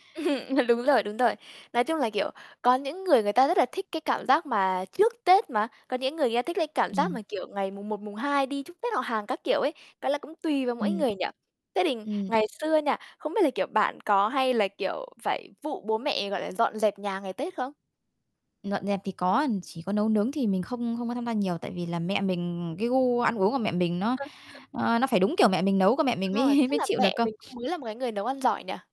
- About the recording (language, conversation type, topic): Vietnamese, podcast, Kỷ ức Tết nào khiến bạn nhớ nhất?
- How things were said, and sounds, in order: chuckle; other background noise; distorted speech; tapping; static; unintelligible speech; laughing while speaking: "mới"